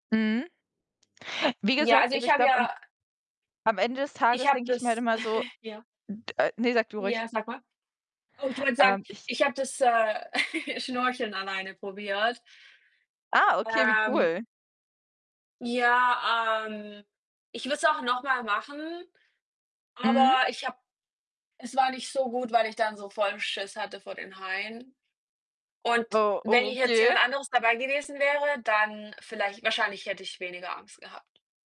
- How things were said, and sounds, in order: chuckle; chuckle
- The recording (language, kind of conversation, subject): German, unstructured, Was ist dir wichtig, wenn du für die Zukunft sparst?